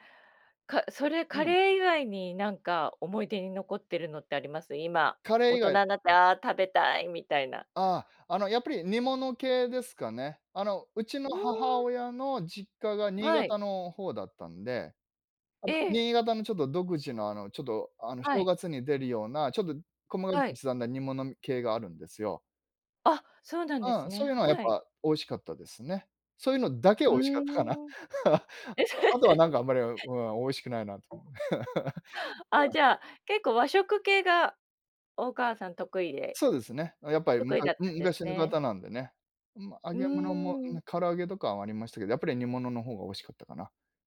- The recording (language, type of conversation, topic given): Japanese, podcast, 子どもの頃、いちばん印象に残っている食べ物の思い出は何ですか？
- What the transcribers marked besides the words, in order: other background noise; stressed: "だけ"; chuckle; laughing while speaking: "え、それ"; laugh; other noise; chuckle